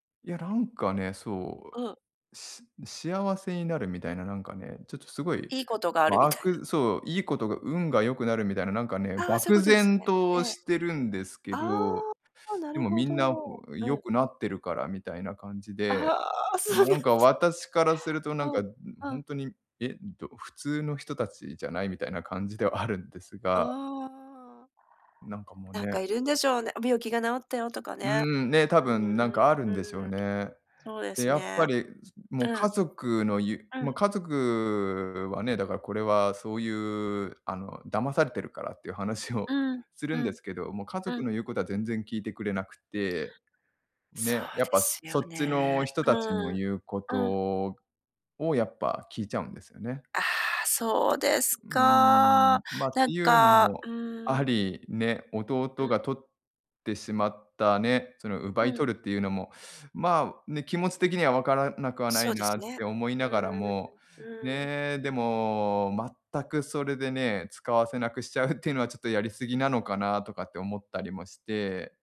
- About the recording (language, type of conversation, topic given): Japanese, advice, 家族の価値観と自分の考えが対立しているとき、大きな決断をどうすればよいですか？
- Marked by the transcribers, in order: laughing while speaking: "そうなんだ"; tapping; laughing while speaking: "しちゃうっていうのは"